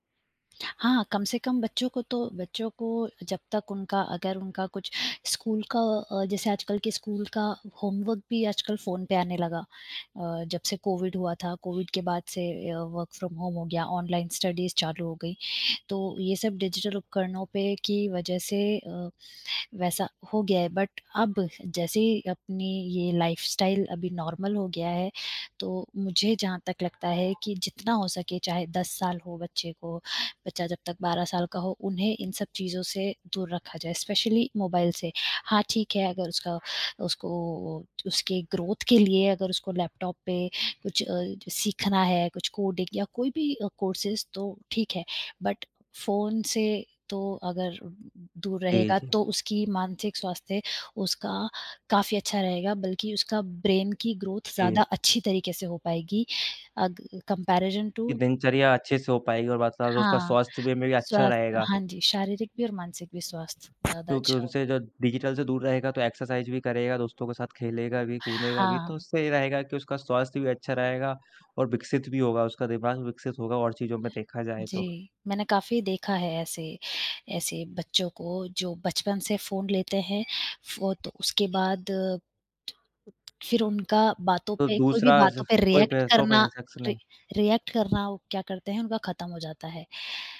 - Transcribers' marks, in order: in English: "होमवर्क"; in English: "वर्क फ्रॉम होम"; in English: "ऑनलाइन स्टडीज़"; in English: "डिजिटल"; in English: "बट"; in English: "लाइफस्टाइल"; in English: "नॉर्मल"; horn; in English: "स्पेशली"; in English: "ग्रोथ"; in English: "कौर्सेस"; in English: "बट"; in English: "ब्रेन"; in English: "ग्रोथ"; in English: "कॉम्पेरिज़न टू"; other background noise; in English: "डिजिटल"; in English: "एक्सरसाइज़"; in English: "रिएक्ट"; in English: "रि रिएक्ट"
- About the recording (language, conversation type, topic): Hindi, unstructured, क्या आप अपने दिन की शुरुआत बिना किसी डिजिटल उपकरण के कर सकते हैं?
- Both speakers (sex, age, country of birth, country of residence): female, 30-34, India, India; male, 20-24, India, India